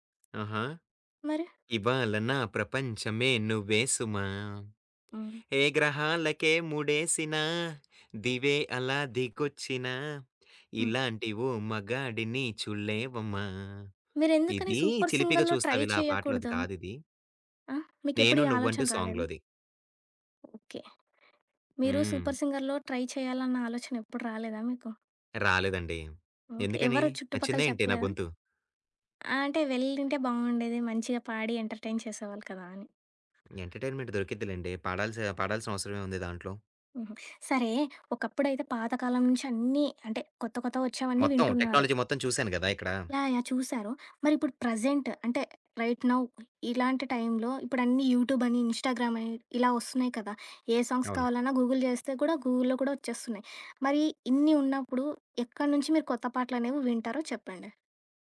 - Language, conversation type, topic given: Telugu, podcast, కొత్త పాటలను సాధారణంగా మీరు ఎక్కడి నుంచి కనుగొంటారు?
- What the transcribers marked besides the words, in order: singing: "ఇవాళ నా ప్రపంచమే నువ్వే సుమ … ఓ మగాడిని చూడలేవమ్మ"; tapping; in English: "సూపర్ సింగర్‌లో ట్రై"; in English: "సాంగ్‌లోది"; in English: "సూపర్ సింగర్‌లో ట్రై"; in English: "ఎంటర్‌టెయిన్"; in English: "ఎంటర్టైన్మెంట్"; other background noise; in English: "టెక్నాలజీ"; in English: "ప్రెజెంట్"; in English: "రైట్ నౌ"; in English: "సాంగ్స్"; in English: "గూగుల్"; in English: "గూగుల్‌లో"